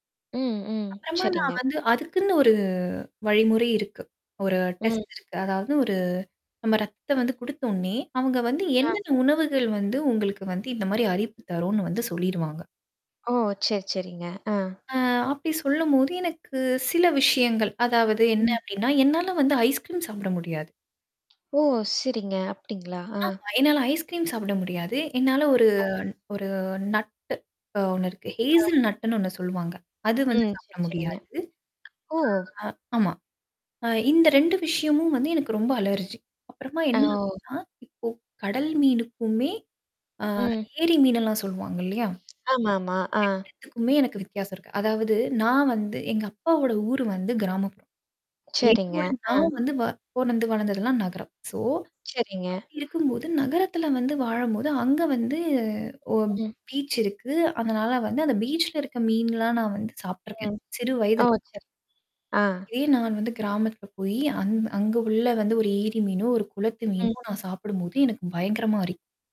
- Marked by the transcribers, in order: distorted speech; in English: "டெஸ்ட்"; static; tapping; other background noise; drawn out: "அ"; mechanical hum; in English: "ஹேசில் நட்டுன்னு"; in English: "அலர்ஜி"; other noise; in English: "சோ"
- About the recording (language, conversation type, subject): Tamil, podcast, உடல்நலச் சின்னங்களை நீங்கள் பதிவு செய்வது உங்களுக்கு எப்படிப் பயன் தருகிறது?